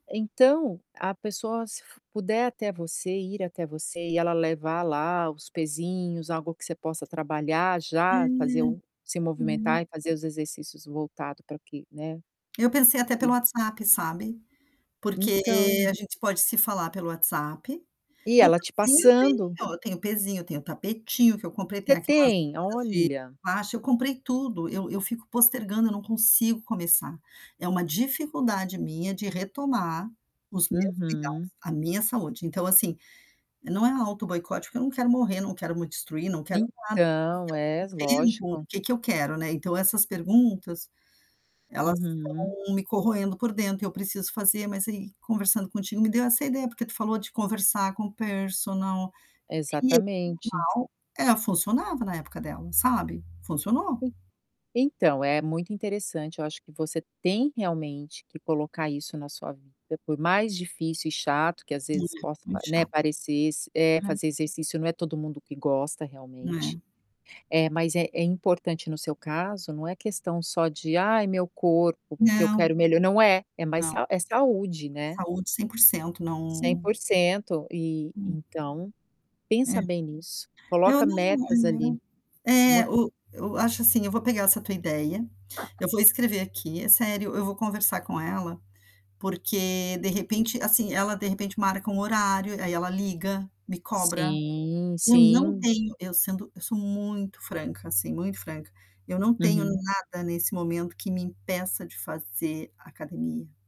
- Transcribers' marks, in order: distorted speech; static; unintelligible speech; other background noise; tapping; put-on voice: "personal"
- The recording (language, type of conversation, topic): Portuguese, advice, Qual é a sua dificuldade para dar o primeiro passo rumo a uma meta importante?